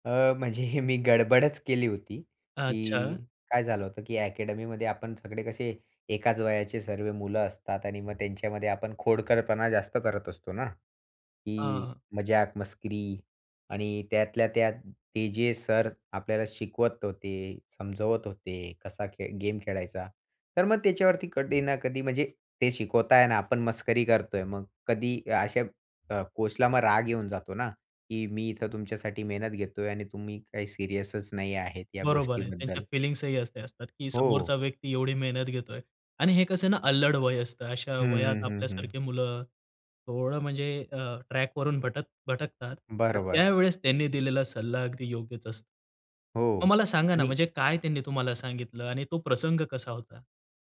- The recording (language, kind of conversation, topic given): Marathi, podcast, मेंटॉरकडून मिळालेला सर्वात उपयुक्त सल्ला काय होता?
- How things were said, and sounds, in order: laughing while speaking: "म्हणजे हे मी"; in English: "कोचला"; in English: "सीरियसच"; in English: "फिलिंग्सही"; in English: "ट्रॅक"